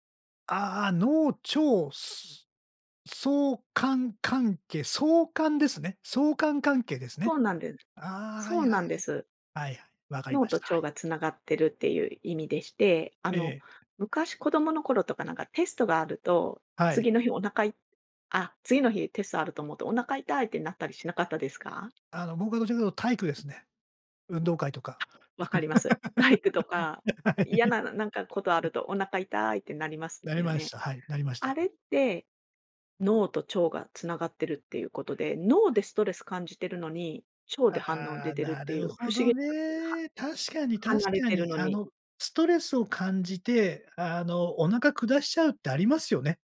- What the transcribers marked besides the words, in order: other background noise; laugh; laughing while speaking: "はい"; laugh; unintelligible speech
- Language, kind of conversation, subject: Japanese, podcast, 睡眠の質を上げるために普段どんなことをしていますか？